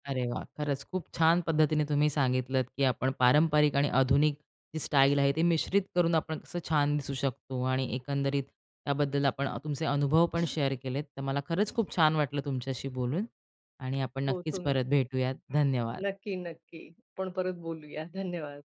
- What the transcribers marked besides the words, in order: other background noise; in English: "शेअर"
- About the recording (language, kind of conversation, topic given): Marathi, podcast, तुम्ही पारंपारिक आणि आधुनिक कपड्यांचा मेळ कसा घालता?